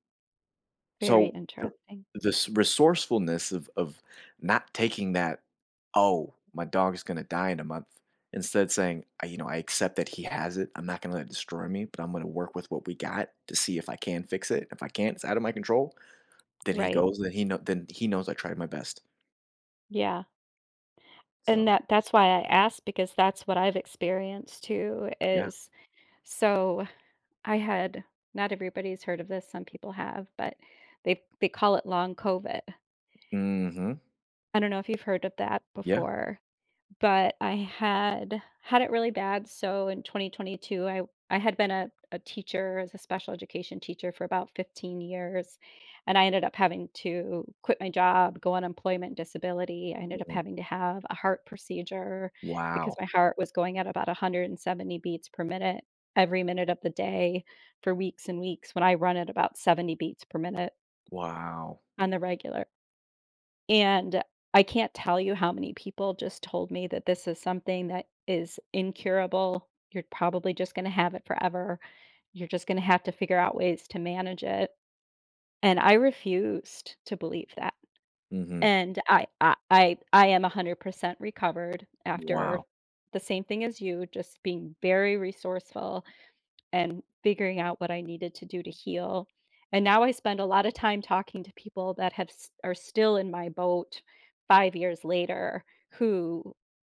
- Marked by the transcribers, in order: tapping; other background noise
- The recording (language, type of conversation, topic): English, unstructured, How can I stay hopeful after illness or injury?